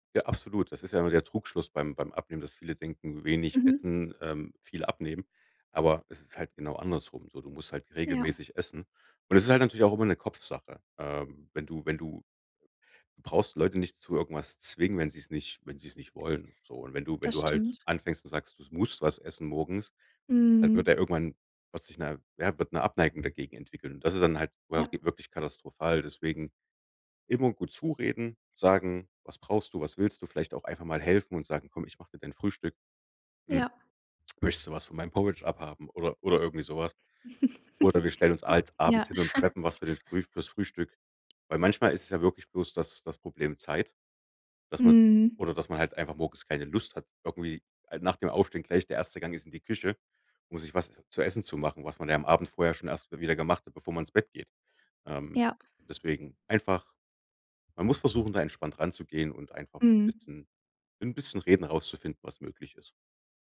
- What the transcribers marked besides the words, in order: unintelligible speech; chuckle
- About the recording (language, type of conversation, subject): German, podcast, Wie sieht deine Frühstücksroutine aus?